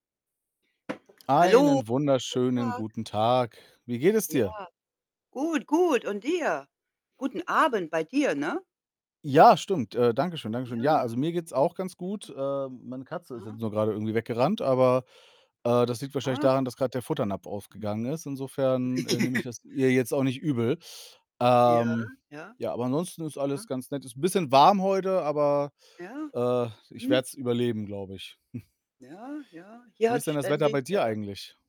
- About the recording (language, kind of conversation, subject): German, unstructured, Was ist in einer Beziehung schlimmer: Lügen oder Schweigen?
- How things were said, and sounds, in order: other background noise; distorted speech; laugh; chuckle